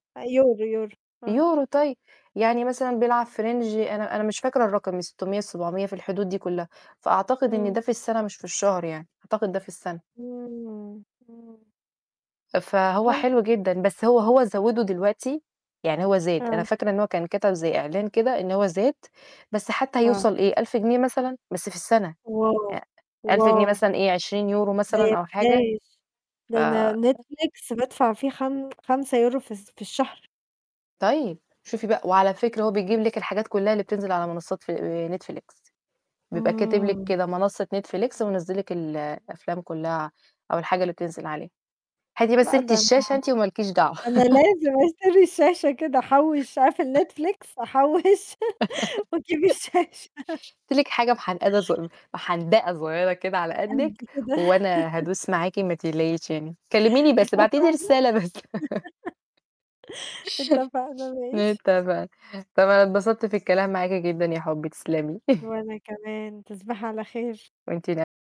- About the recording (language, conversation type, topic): Arabic, unstructured, إيه أحسن فيلم اتفرجت عليه قريب وليه عجبك؟
- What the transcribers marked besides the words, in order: in English: "range"; mechanical hum; distorted speech; other noise; tapping; static; other background noise; laughing while speaking: "أنا لازم أشتري الشاشة كده"; laugh; laughing while speaking: "أحوش وأجيب الشاشة"; laugh; "محندقة" said as "محنقدة"; laugh; laugh; laughing while speaking: "اتفقنا"; chuckle